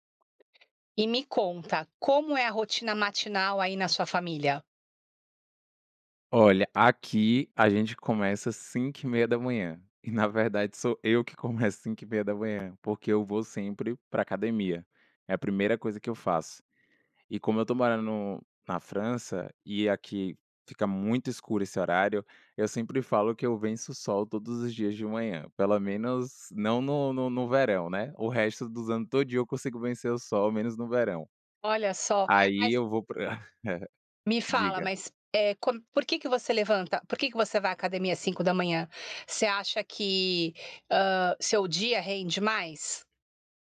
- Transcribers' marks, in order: other background noise; chuckle; tapping
- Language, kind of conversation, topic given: Portuguese, podcast, Como é a rotina matinal aí na sua família?